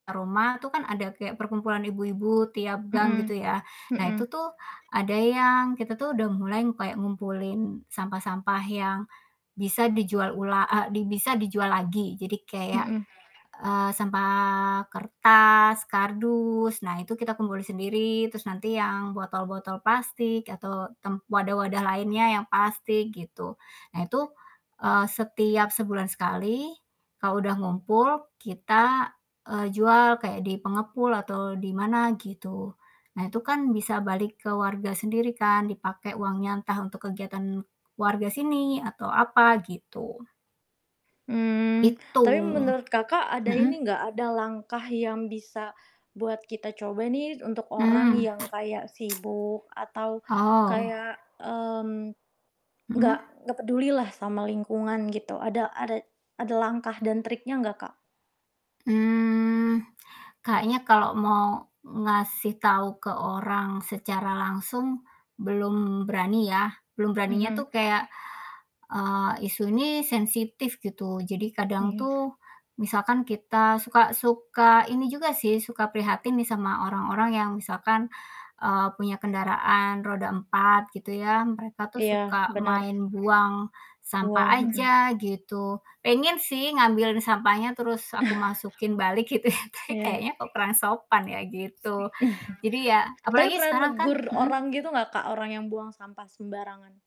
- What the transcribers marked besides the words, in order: background speech; other background noise; tapping; static; chuckle; laughing while speaking: "ya"; chuckle
- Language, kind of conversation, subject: Indonesian, podcast, Bagaimana cara Anda mengurangi sampah plastik sehari-hari?